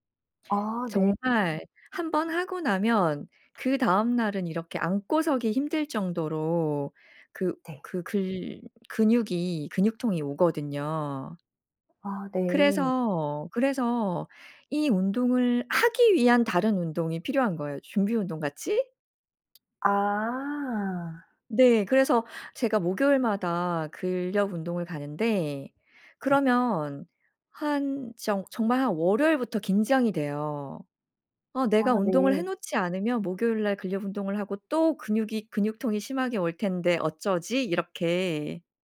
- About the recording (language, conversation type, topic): Korean, podcast, 규칙적인 운동 루틴은 어떻게 만드세요?
- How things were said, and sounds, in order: other background noise